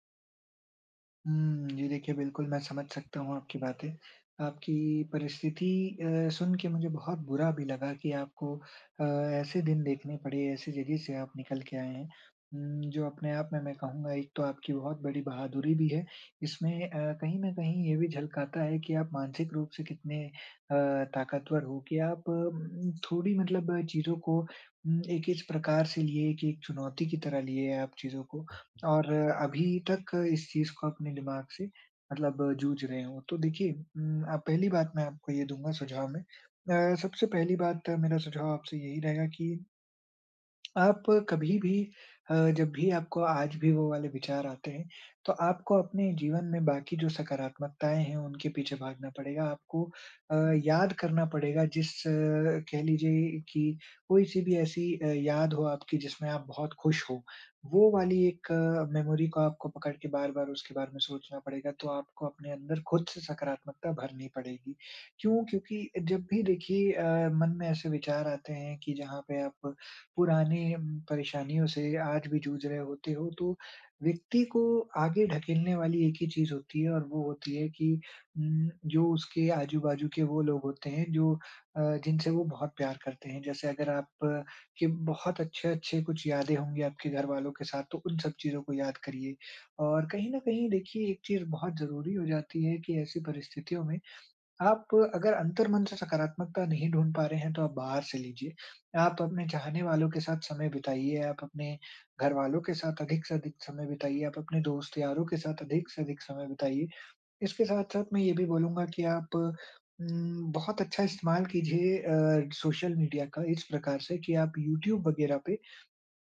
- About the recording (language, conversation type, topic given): Hindi, advice, नए शहर में सामाजिक संकेतों और व्यक्तिगत सीमाओं को कैसे समझूँ और उनका सम्मान कैसे करूँ?
- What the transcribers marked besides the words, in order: other background noise; tongue click; in English: "मेमोरी"; tapping